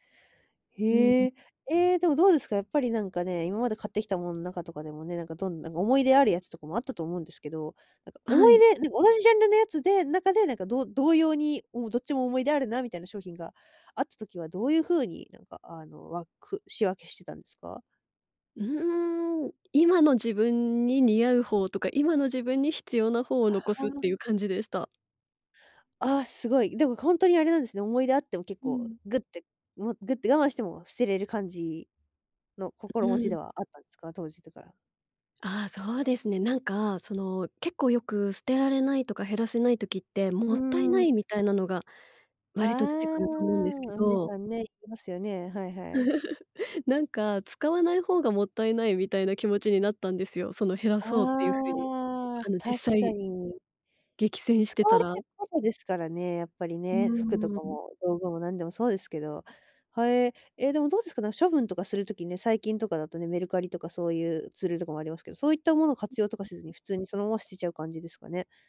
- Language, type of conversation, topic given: Japanese, podcast, 物を減らすとき、どんな基準で手放すかを決めていますか？
- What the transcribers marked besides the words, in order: other background noise; chuckle